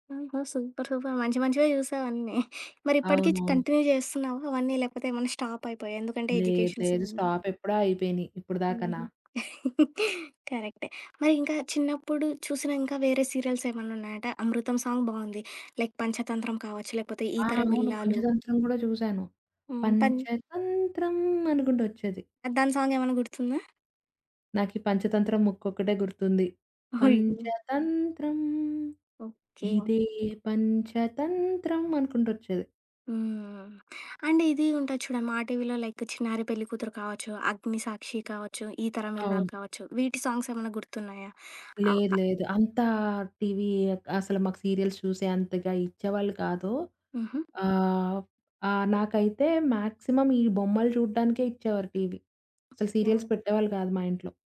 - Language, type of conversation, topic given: Telugu, podcast, మీ చిన్నప్పటి జ్ఞాపకాలను వెంటనే గుర్తుకు తెచ్చే పాట ఏది, అది ఎందుకు గుర్తొస్తుంది?
- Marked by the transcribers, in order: in English: "సూపర్, సూపర్"; giggle; in English: "కంటిన్యూ"; in English: "స్టాప్"; in English: "ఎడ్యుకేషన్స్"; tapping; in English: "స్టాప్"; chuckle; in English: "సాంగ్"; in English: "లైక్"; other background noise; singing: "పంచతంత్రం"; in English: "సాంగ్"; singing: "పంచతంత్రం ఇదే పంచతంత్రం"; in English: "అండ్"; in English: "లైక్"; in English: "సీరియల్స్"; in English: "మాక్సిమం"; in English: "సీరియల్స్"